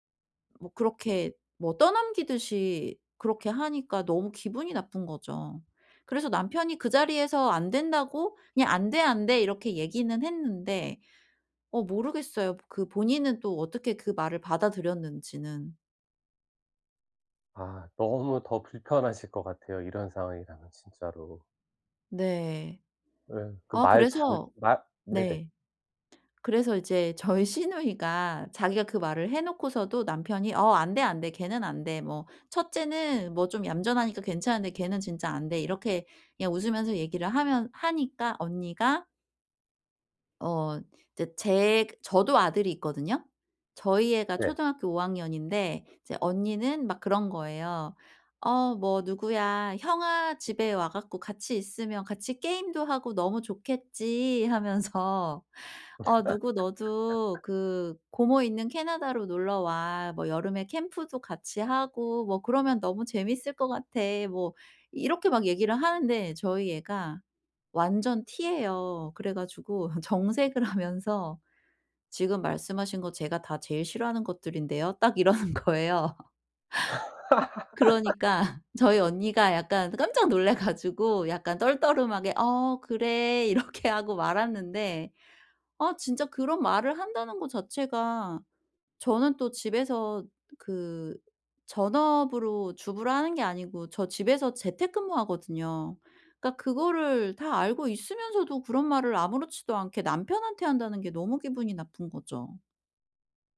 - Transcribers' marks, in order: laughing while speaking: "시누이가"; laughing while speaking: "하면서"; laugh; laughing while speaking: "정색을 하면서"; put-on voice: "지금 말씀하신 거 제가 다 제일 싫어하는 것들인데요"; laughing while speaking: "이러는 거예요"; laugh; laughing while speaking: "이렇게"
- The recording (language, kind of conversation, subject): Korean, advice, 이사할 때 가족 간 갈등을 어떻게 줄일 수 있을까요?